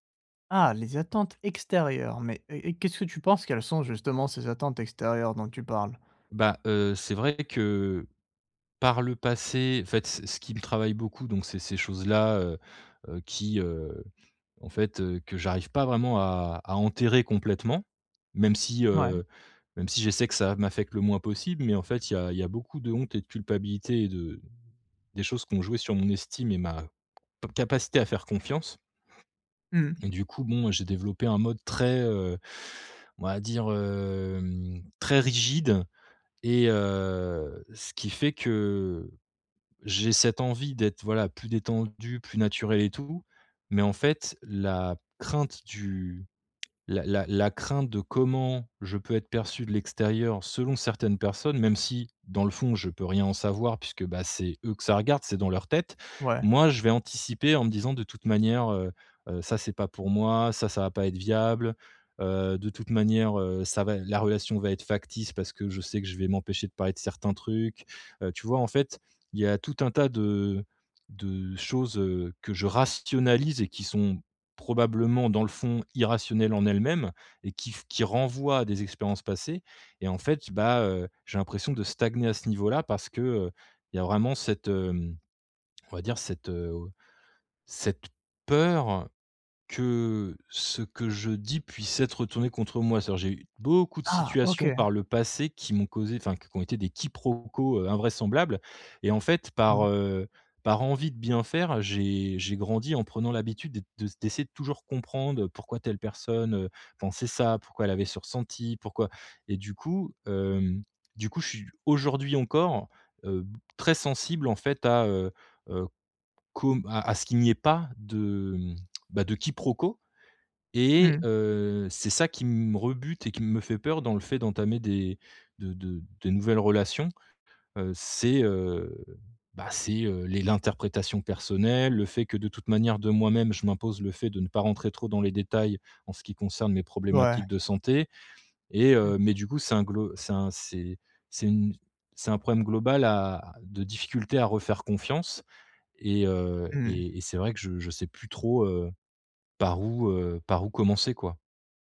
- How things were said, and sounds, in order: stressed: "extérieures"; other background noise; tapping; stressed: "très"; stressed: "rigide"; stressed: "rationalise"; stressed: "peur"; stressed: "beaucoup"; stressed: "Ah"; stressed: "pas"
- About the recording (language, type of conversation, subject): French, advice, Comment puis-je initier de nouvelles relations sans avoir peur d’être rejeté ?